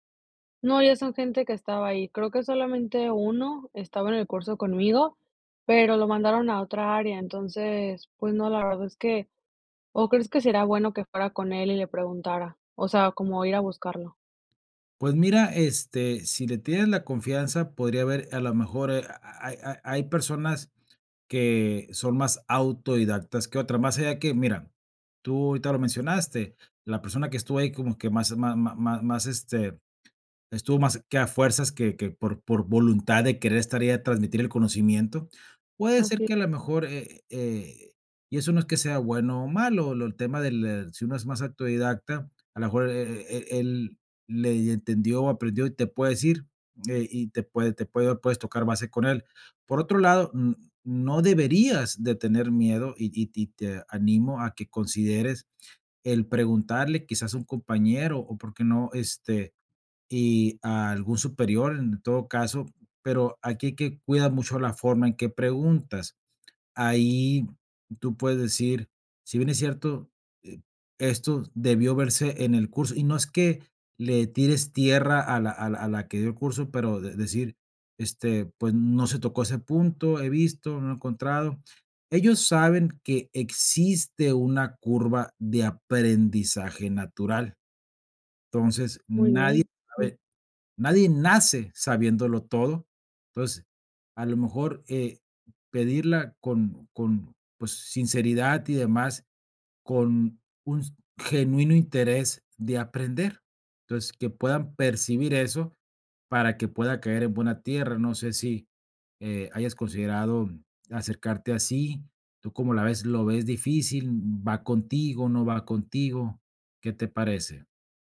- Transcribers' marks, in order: other background noise; unintelligible speech
- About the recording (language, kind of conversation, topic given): Spanish, advice, ¿Cómo puedo superar el temor de pedir ayuda por miedo a parecer incompetente?